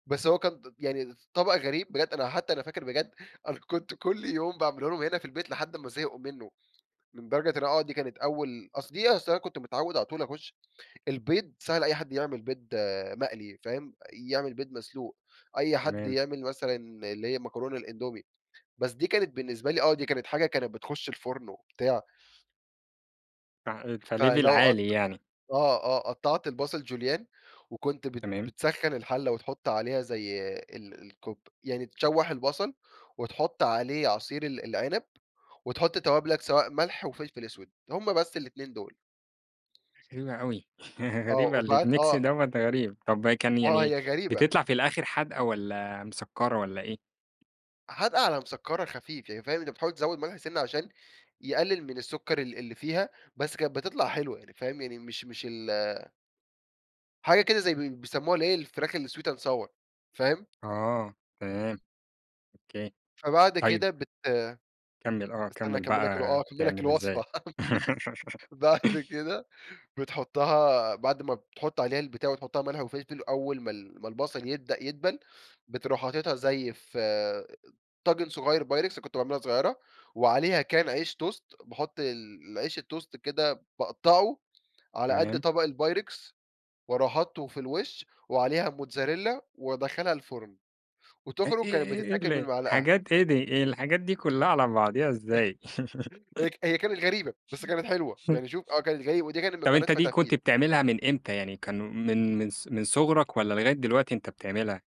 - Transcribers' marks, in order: in English: "Level"; in French: "جوليان"; tapping; laugh; in English: "الميكس"; in English: "الsweet and sour"; laugh; laughing while speaking: "بعد كده"; laugh; in English: "toast"; in English: "الtoast"; chuckle; laugh
- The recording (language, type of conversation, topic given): Arabic, podcast, إيه اللي خلّاك تحب الهواية دي من الأول؟